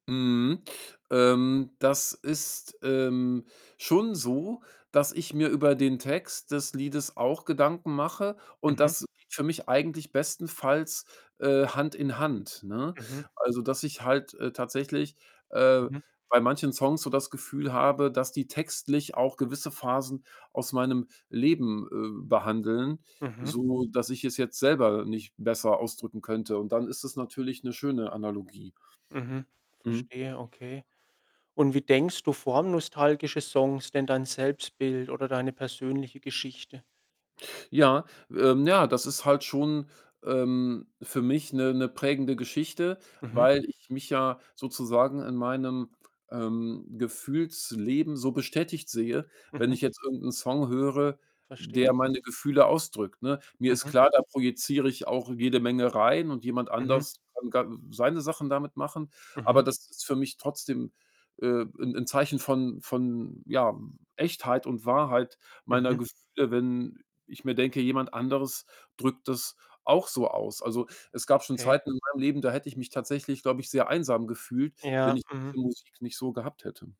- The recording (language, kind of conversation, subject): German, podcast, Was macht für dich einen Song nostalgisch?
- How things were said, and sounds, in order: distorted speech; background speech